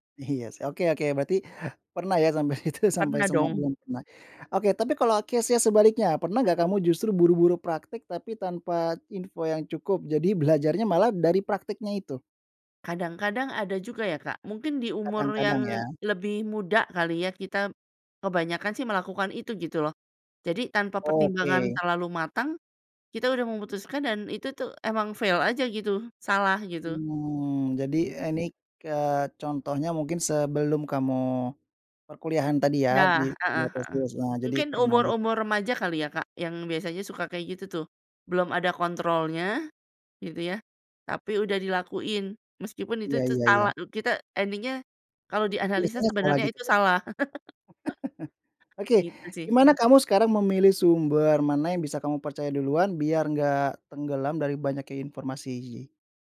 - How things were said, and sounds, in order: laughing while speaking: "Iya"; laughing while speaking: "itu"; in English: "case-nya"; in English: "fail"; other background noise; unintelligible speech; in English: "ending-nya"; chuckle; laugh
- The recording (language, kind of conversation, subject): Indonesian, podcast, Kapan kamu memutuskan untuk berhenti mencari informasi dan mulai praktik?